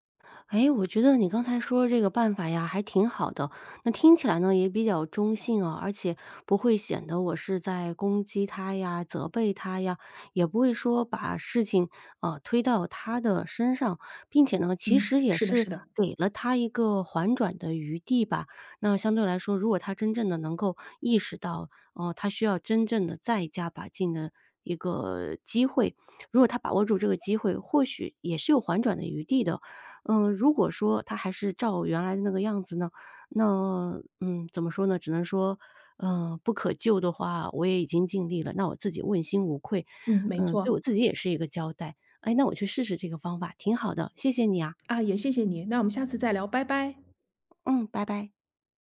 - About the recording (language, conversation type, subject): Chinese, advice, 员工表现不佳但我不愿解雇他/她，该怎么办？
- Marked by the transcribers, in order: none